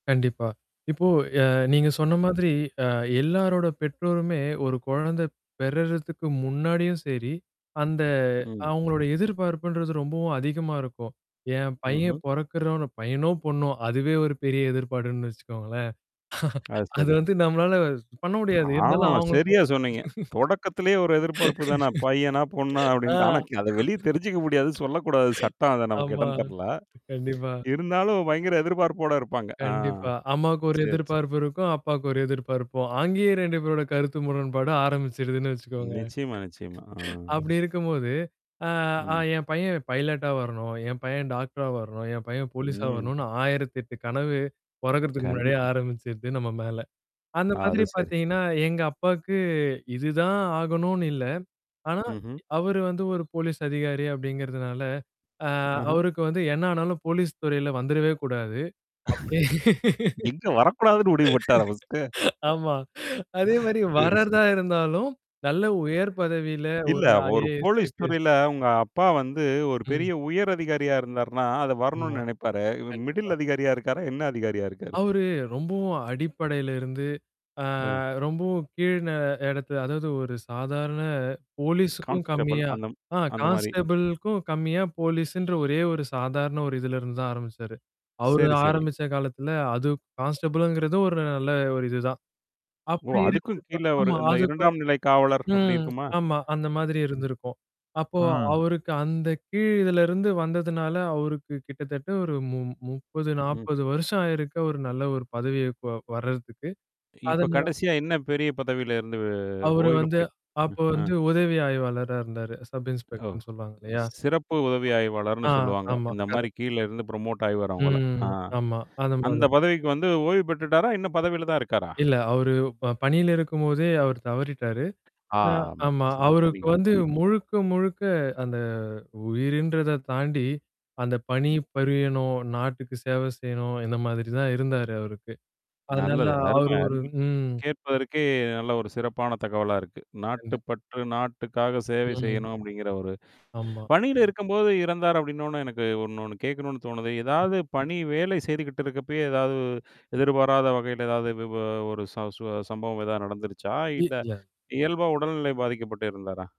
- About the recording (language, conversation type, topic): Tamil, podcast, குடும்பத்தின் எதிர்பார்ப்புகள் உங்கள் முடிவுகளை எப்படி பாதிக்கின்றன?
- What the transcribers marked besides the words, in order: static; other noise; "எதிர்பார்ப்புன்னு" said as "எதிர்ப்பாடுன்னு"; chuckle; unintelligible speech; laugh; laughing while speaking: "ஆமா, கண்டிப்பா"; drawn out: "ஆ"; mechanical hum; chuckle; in English: "பைலட்டா"; drawn out: "ம்"; tapping; laughing while speaking: "எங்க வரக்கூடாதுன்னு முடிவுபண்ணிட்டாரா"; in English: "ஃபர்ஸ்ட்டு?"; laughing while speaking: "சரி, சரி"; laugh; laughing while speaking: "ஆமா. அதே மாதிரி வர்றதா இருந்தாலும் நல்ல"; in English: "ஐஏஎஸ், ஐபிஎஸ்"; in English: "மிடில்"; in English: "கான்ஸ்டபிள்"; in English: "கான்ஸ்டபிள்க்கும்"; horn; in English: "கான்ஸ்டபிள்ங்கிறது"; distorted speech; other background noise; in English: "சப் இன்ஸ்பெக்டர்ன்னு"; in English: "கரெக்ட்"; drawn out: "ம்"; "புரியணும்" said as "பரிணும்"